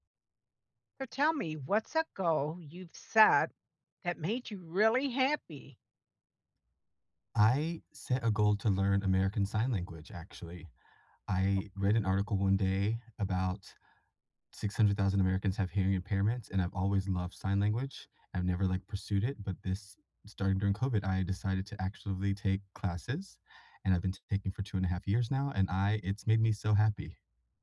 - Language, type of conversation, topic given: English, unstructured, What goal have you set that made you really happy?
- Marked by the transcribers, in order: none